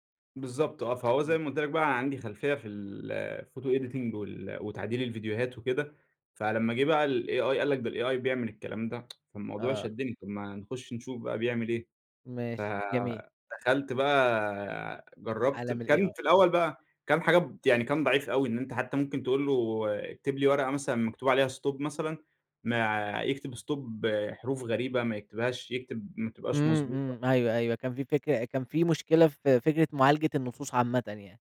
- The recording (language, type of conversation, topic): Arabic, podcast, إيه دور الفضول في رحلتك التعليمية؟
- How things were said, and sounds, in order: in English: "الphoto editing"; in English: "الAI"; in English: "الAI"; tsk; in English: "الAI"; in English: "stop"; in English: "stop"